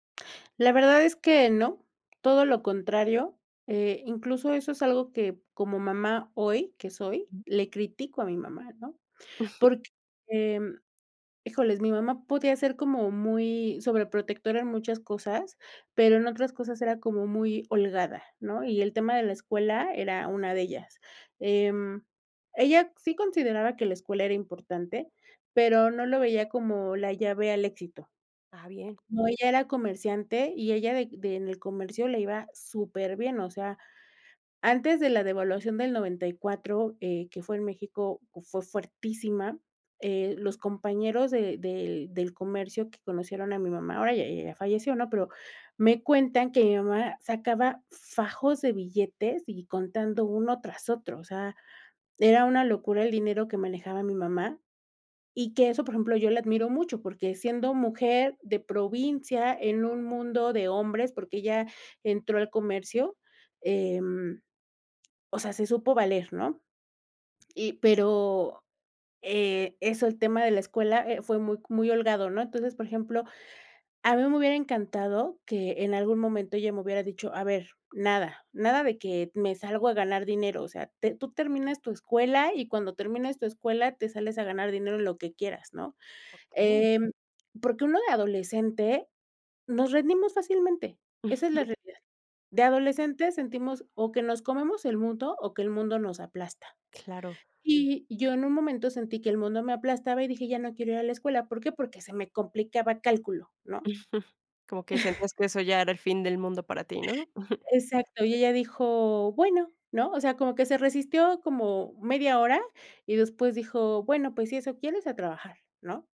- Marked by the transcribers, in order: "híjole" said as "híjoles"; chuckle; chuckle; chuckle; chuckle
- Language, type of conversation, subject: Spanish, podcast, ¿Cómo era la dinámica familiar en tu infancia?